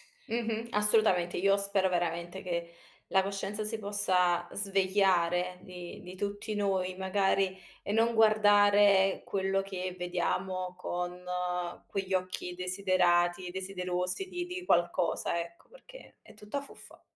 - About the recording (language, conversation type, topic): Italian, podcast, In che modo i media influenzano la percezione del corpo e della bellezza?
- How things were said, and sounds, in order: none